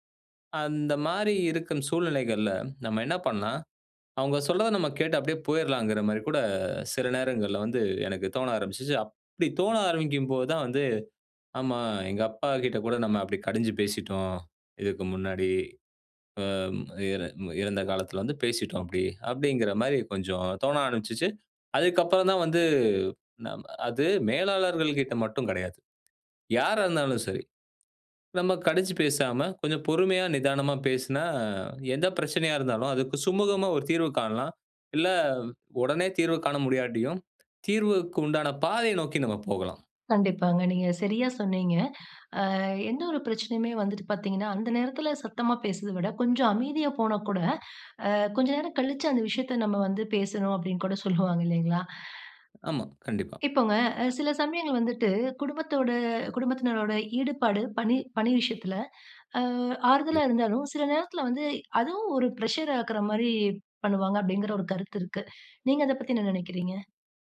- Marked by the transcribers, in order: in English: "பிரஷர்"
- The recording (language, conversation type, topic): Tamil, podcast, முன்னோர்கள் அல்லது குடும்ப ஆலோசனை உங்கள் தொழில் பாதைத் தேர்வில் எவ்வளவு தாக்கத்தைச் செலுத்தியது?